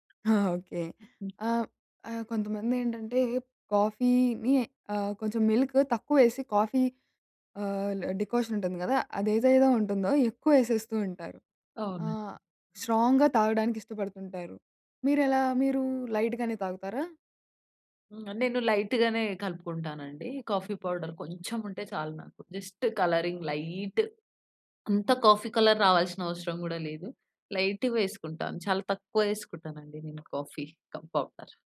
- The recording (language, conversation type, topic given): Telugu, podcast, కాఫీ మీ రోజువారీ శక్తిని ఎలా ప్రభావితం చేస్తుంది?
- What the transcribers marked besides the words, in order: in English: "కాఫీని"; in English: "మిల్క్"; in English: "కాఫీ"; in English: "డికాషన్"; in English: "స్ట్రాంగ్‌గా"; in English: "లైట్‌గానే"; in English: "లైట్‌గానే"; in English: "కాఫీ పౌడర్"; in English: "జస్ట్ కలరింగ్ లైట్"; in English: "కాఫీ కలర్"; in English: "లైట్‌గా"; in English: "కాఫీ కప్ పౌడర్"